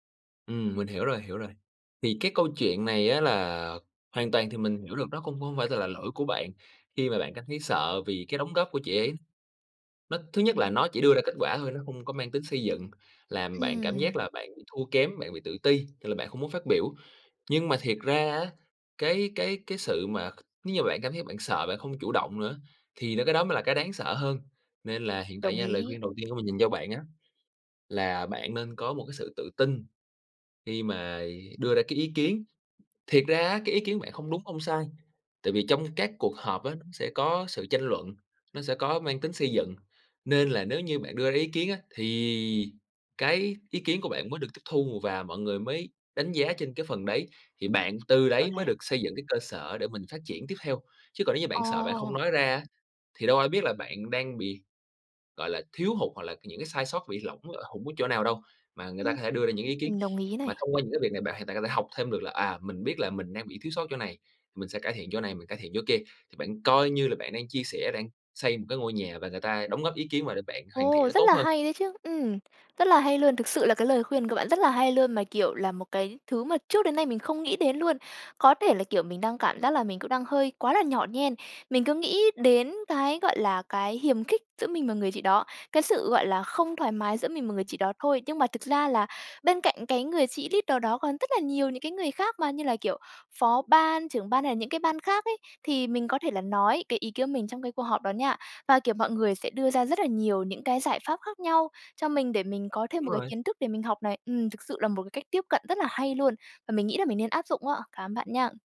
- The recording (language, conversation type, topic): Vietnamese, advice, Làm sao để vượt qua nỗi sợ phát biểu ý kiến trong cuộc họp dù tôi nắm rõ nội dung?
- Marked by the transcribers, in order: tapping; sniff; in English: "leader"